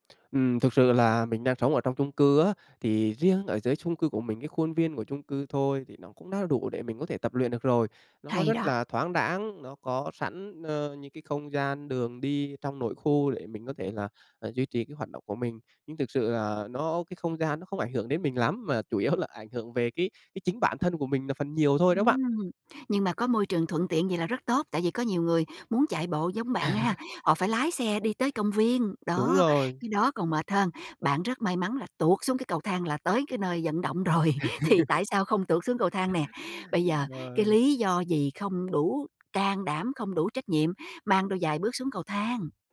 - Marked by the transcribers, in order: laughing while speaking: "yếu"; other background noise; laugh; laugh; laughing while speaking: "rồi"; tapping
- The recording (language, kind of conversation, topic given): Vietnamese, advice, Làm sao để khắc phục việc thiếu trách nhiệm khiến bạn không duy trì được thói quen mới?